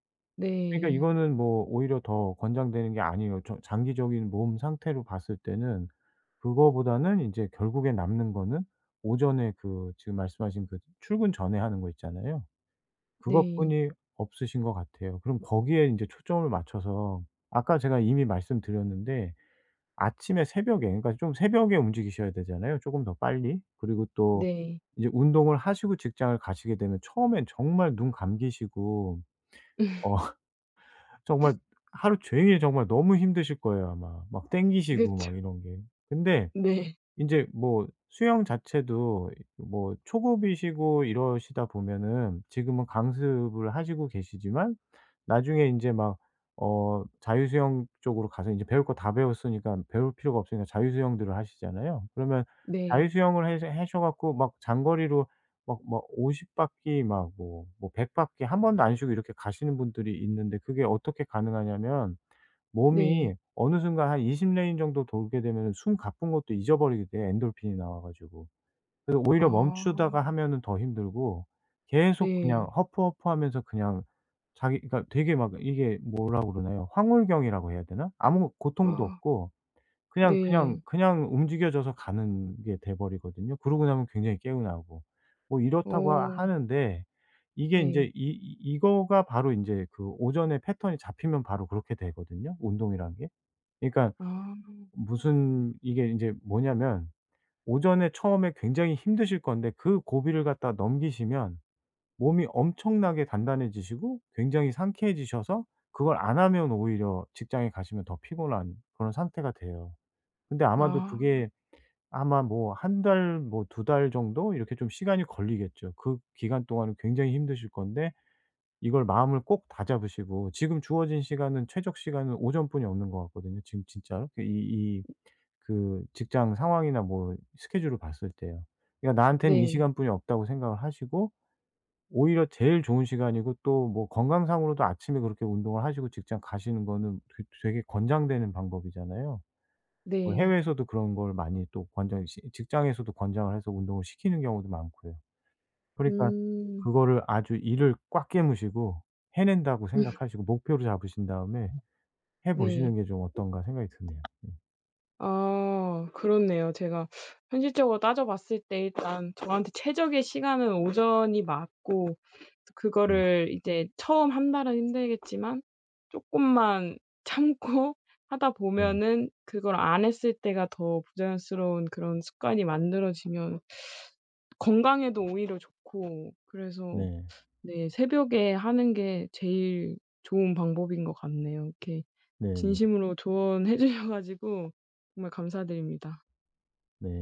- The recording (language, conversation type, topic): Korean, advice, 바쁜 일정 속에서 취미 시간을 어떻게 확보할 수 있을까요?
- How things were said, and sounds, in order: laugh; laughing while speaking: "어"; tapping; other background noise; laughing while speaking: "네"; laugh; laughing while speaking: "조언해 주셔"